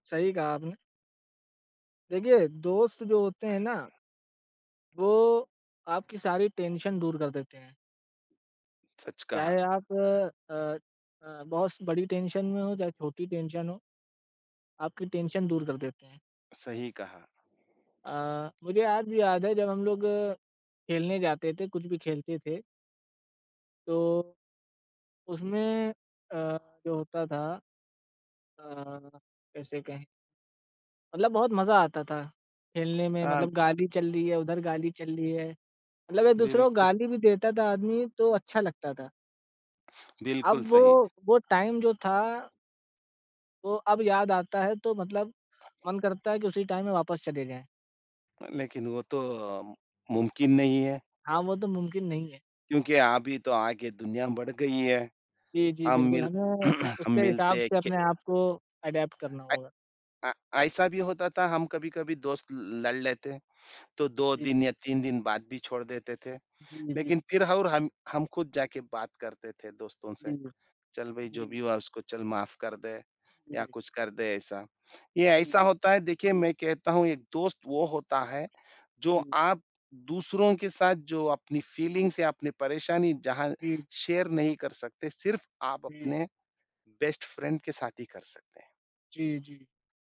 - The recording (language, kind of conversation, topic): Hindi, unstructured, दोस्तों के साथ बिताया गया आपका सबसे खास दिन कौन सा था?
- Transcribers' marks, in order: other background noise; in English: "टेंशन"; in English: "टेंशन"; in English: "टेंशन"; in English: "टेंशन"; in English: "टाइम"; in English: "टाइम"; throat clearing; in English: "अडैप्ट"; tapping; in English: "फ़ीलिंग्स"; in English: "शेयर"; in English: "बेस्ट फ्रेंड"